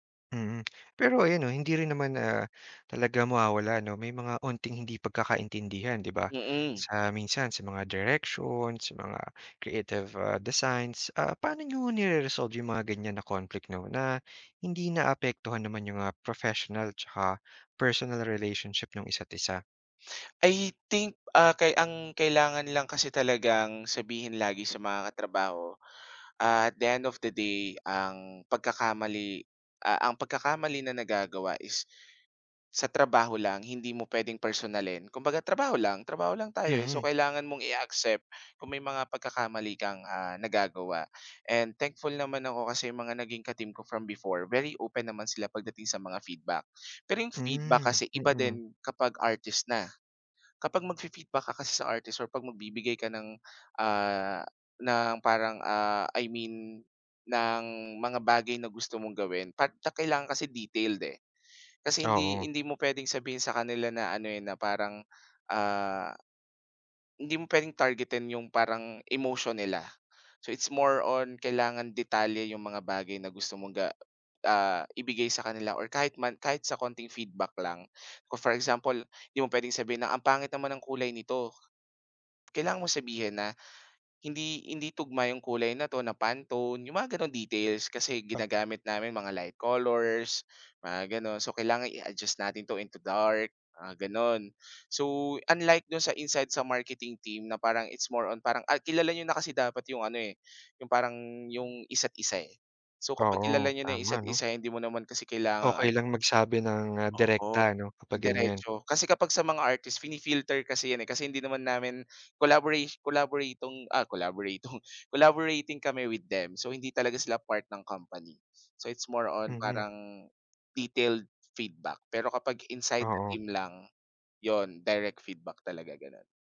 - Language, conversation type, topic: Filipino, podcast, Paano ka nakikipagtulungan sa ibang alagad ng sining para mas mapaganda ang proyekto?
- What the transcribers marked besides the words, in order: tapping; laughing while speaking: "collaboratong"